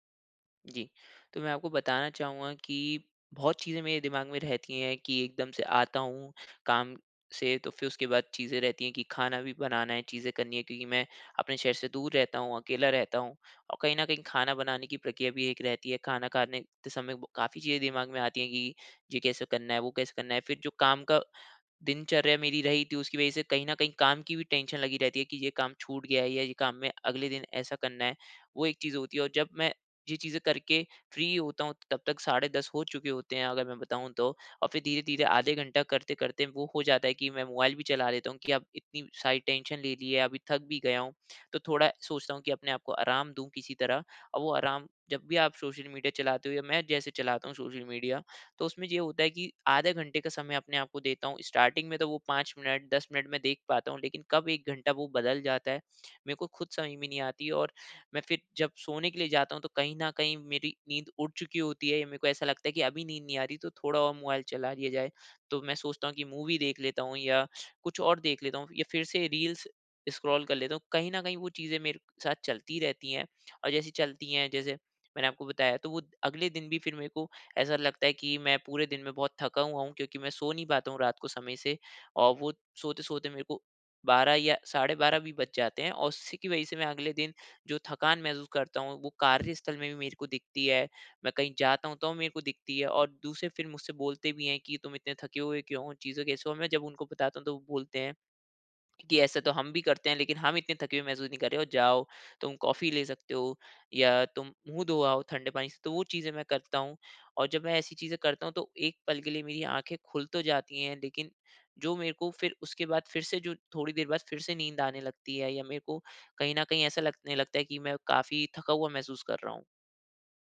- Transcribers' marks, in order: in English: "टेंशन"; in English: "फ्री"; in English: "टेंशन"; in English: "स्टार्टिंग"; in English: "मूवी"; in English: "रील्स स्क्रॉल"
- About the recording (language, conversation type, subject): Hindi, advice, मैं अपने अनियमित नींद चक्र को कैसे स्थिर करूँ?